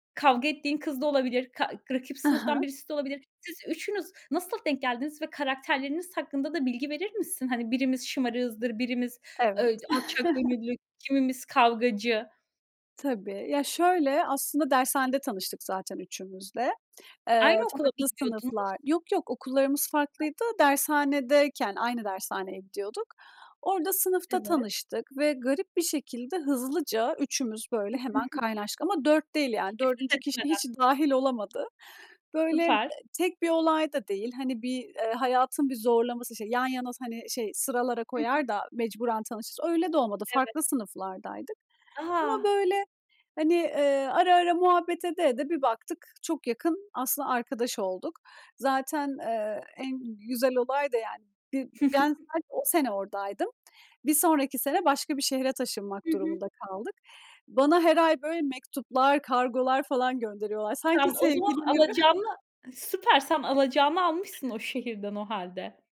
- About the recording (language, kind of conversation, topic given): Turkish, podcast, İyi bir arkadaş olmanın en önemli yönü sence nedir?
- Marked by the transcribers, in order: chuckle; tapping; giggle; unintelligible speech; giggle; unintelligible speech